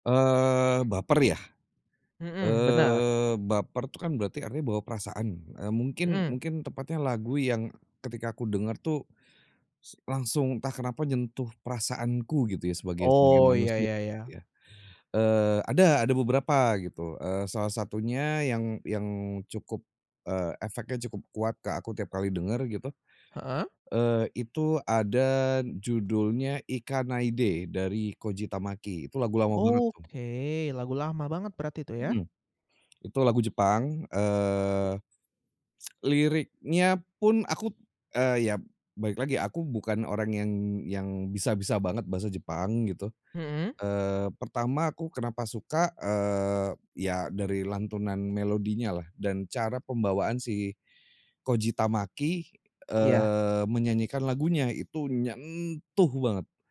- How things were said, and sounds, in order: tsk; tapping; stressed: "nyentuh"
- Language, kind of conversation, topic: Indonesian, podcast, Lagu apa yang selalu membuat kamu baper, dan kenapa lagu itu begitu berkesan buat kamu?